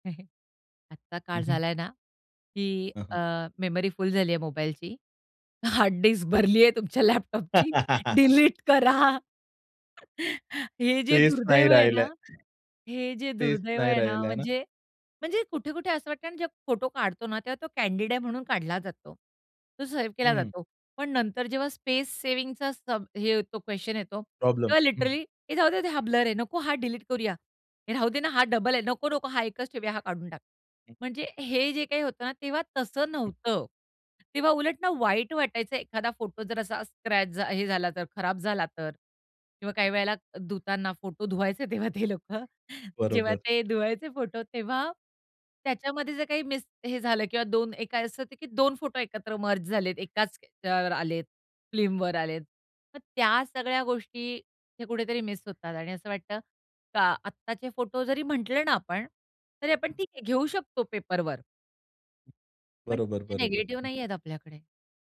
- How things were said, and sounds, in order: laughing while speaking: "हार्ड डिस्क भरलीये तुमच्या लॅपटॉपची, डिलीट करा"; chuckle; other background noise; in English: "कँडिड"; in English: "स्पेस"; in English: "लिटरली"; other noise; laughing while speaking: "फोटो धुवायचे तेव्हा ते लोकं"; tapping; in English: "फिल्मवर"; unintelligible speech
- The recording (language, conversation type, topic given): Marathi, podcast, घरचे जुने फोटो अल्बम पाहिल्यावर तुम्हाला काय वाटते?